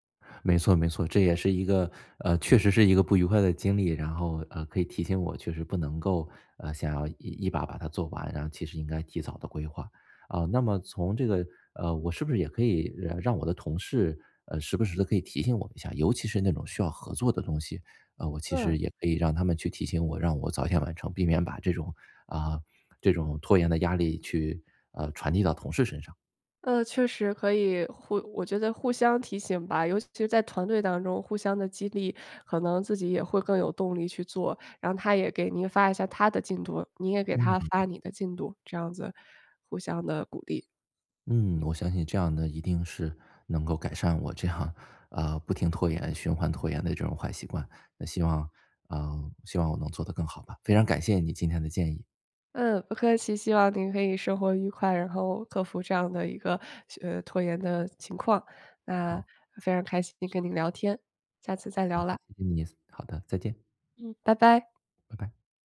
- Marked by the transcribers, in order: laughing while speaking: "这样"; unintelligible speech
- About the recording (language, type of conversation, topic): Chinese, advice, 我怎样才能停止拖延并养成新习惯？